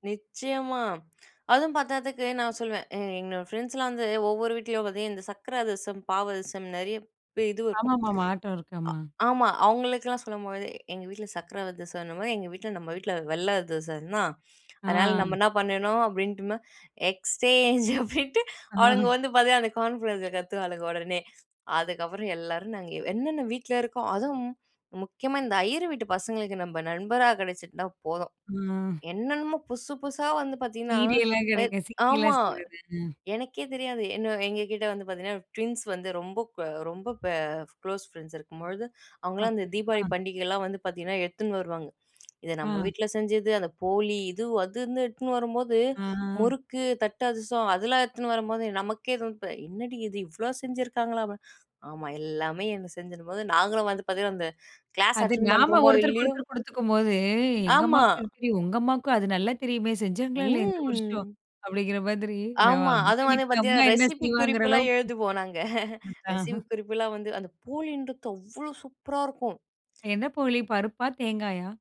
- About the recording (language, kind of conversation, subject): Tamil, podcast, பண்டிகைகள் அன்பை வெளிப்படுத்த உதவுகிறதா?
- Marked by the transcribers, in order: other background noise; laughing while speaking: "எக்ஸ்சேஞ்ச் அப்பிடின்ட்டு அவுளுங்க வந்து பார்த்தியா, அந்த கார்ன்ஃப்வர்ஸ்ல கத்துவாளுக உடனே"; in English: "கார்ன்ஃப்வர்ஸ்ல"; unintelligible speech; unintelligible speech; drawn out: "ஆ"; drawn out: "ம்"; laugh; other noise